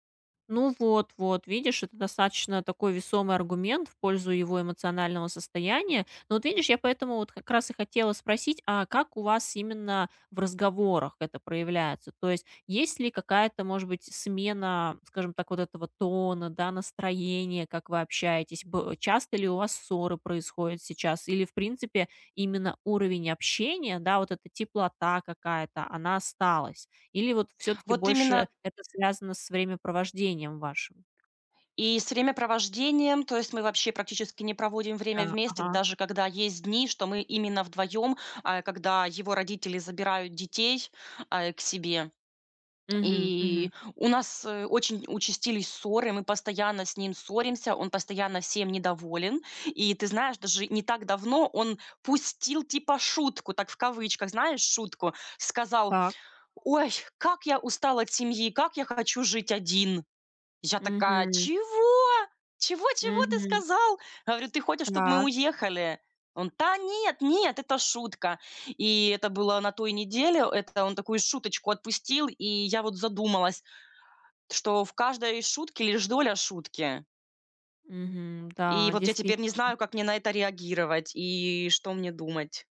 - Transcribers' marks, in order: background speech; tapping
- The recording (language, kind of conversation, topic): Russian, advice, Как справиться с отдалением и эмоциональным холодом в длительных отношениях?